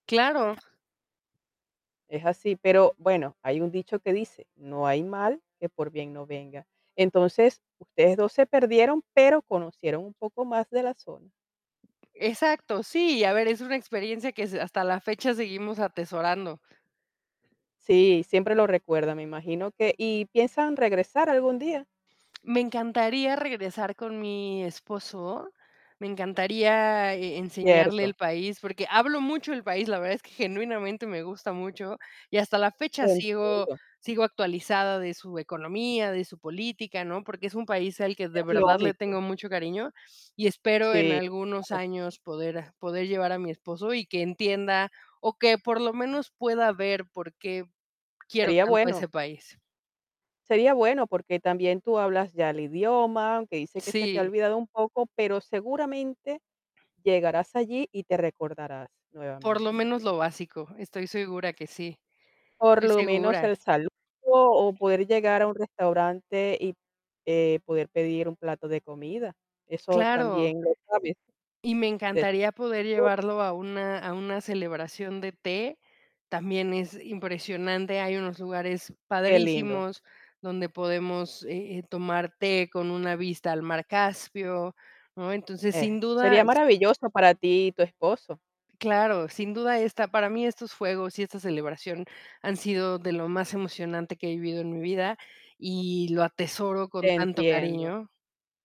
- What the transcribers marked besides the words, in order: tapping; static; distorted speech; unintelligible speech; other background noise; unintelligible speech
- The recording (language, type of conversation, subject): Spanish, podcast, ¿Cuál fue el festival o la celebración más emocionante que viviste?